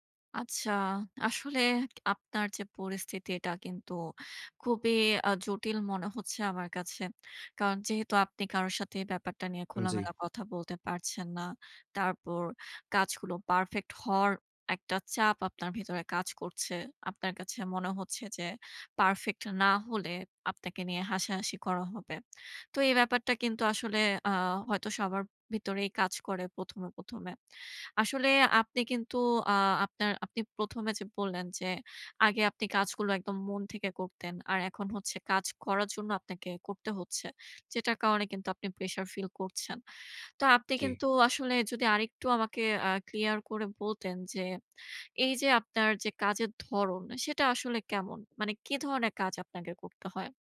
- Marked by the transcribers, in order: other background noise; in English: "pressue feel"; in English: "clear"
- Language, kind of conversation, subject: Bengali, advice, পারফেকশনিজমের কারণে সৃজনশীলতা আটকে যাচ্ছে